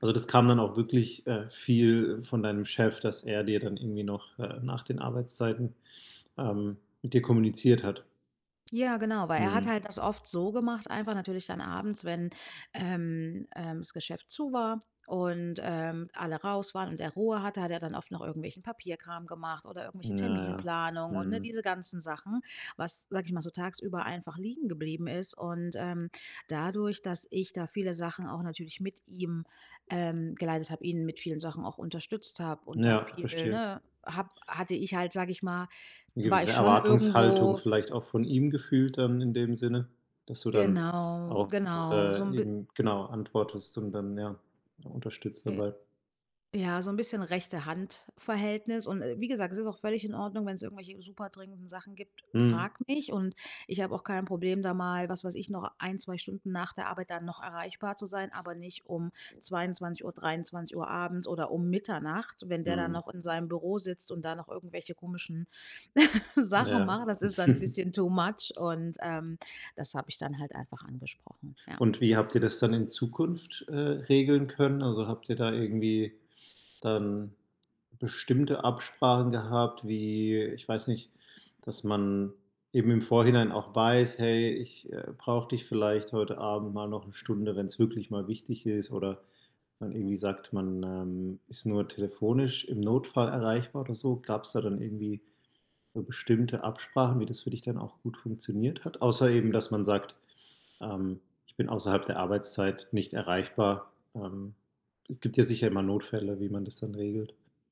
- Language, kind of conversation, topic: German, podcast, Wie gehst du mit Nachrichten außerhalb der Arbeitszeit um?
- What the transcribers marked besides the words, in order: other noise; laugh; chuckle; in English: "too much"